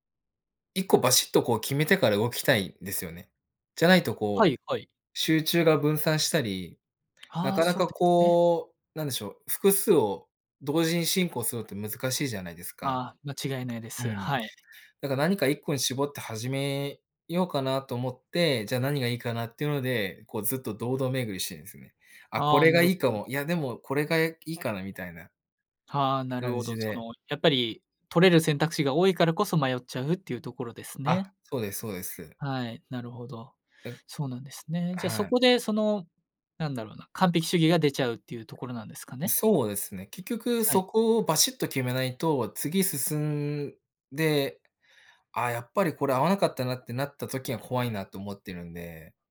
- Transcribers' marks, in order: none
- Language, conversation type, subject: Japanese, advice, 失敗が怖くて完璧を求めすぎてしまい、行動できないのはどうすれば改善できますか？